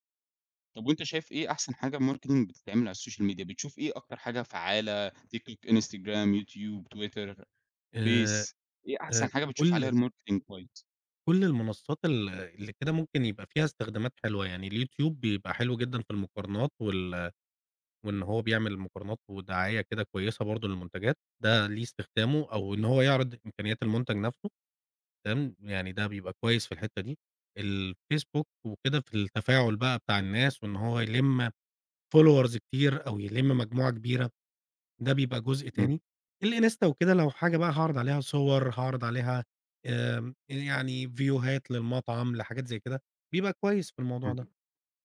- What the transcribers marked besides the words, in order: in English: "Marketing"; in English: "الSocial Media؟"; in English: "Marketing"; unintelligible speech; in English: "Followers"; in English: "فيوهات"; other background noise
- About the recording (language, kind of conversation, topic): Arabic, podcast, إزاي السوشيال ميديا غيّرت طريقتك في اكتشاف حاجات جديدة؟